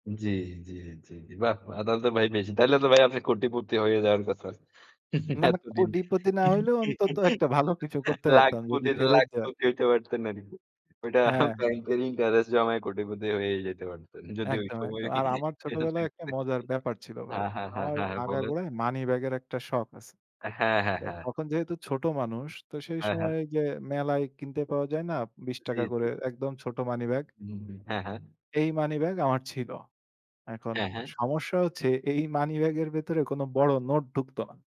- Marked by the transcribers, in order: chuckle; laughing while speaking: "এতদিনে লাখপতি, লাখপতি হইতে পারতেন আর কি"; unintelligible speech
- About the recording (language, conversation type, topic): Bengali, unstructured, স্বপ্ন পূরণের জন্য টাকা জমানোর অভিজ্ঞতা আপনার কেমন ছিল?